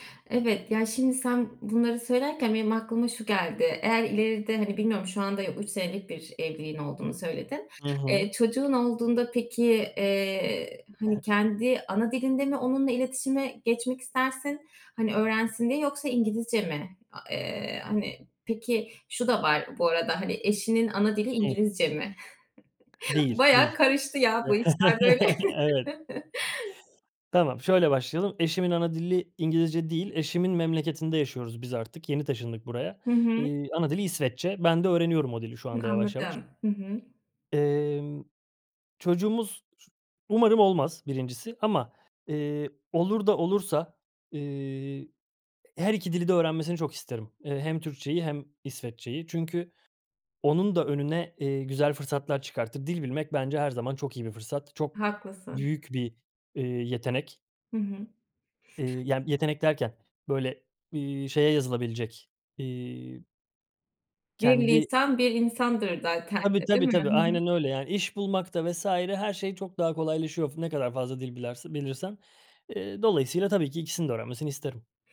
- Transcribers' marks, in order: other background noise; unintelligible speech; chuckle; unintelligible speech; tapping
- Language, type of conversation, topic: Turkish, podcast, Dilini korumak ve canlı tutmak için günlük hayatında neler yapıyorsun?